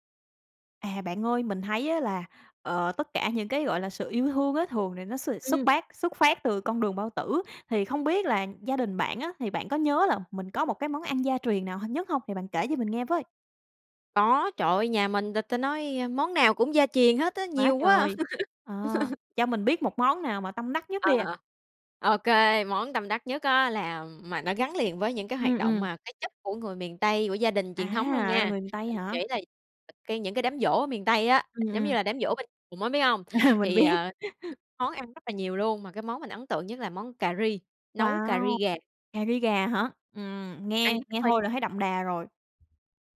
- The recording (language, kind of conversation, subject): Vietnamese, podcast, Bạn nhớ món ăn gia truyền nào nhất không?
- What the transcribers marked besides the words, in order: tapping; other background noise; laugh; laughing while speaking: "À, mình biết"; unintelligible speech; laugh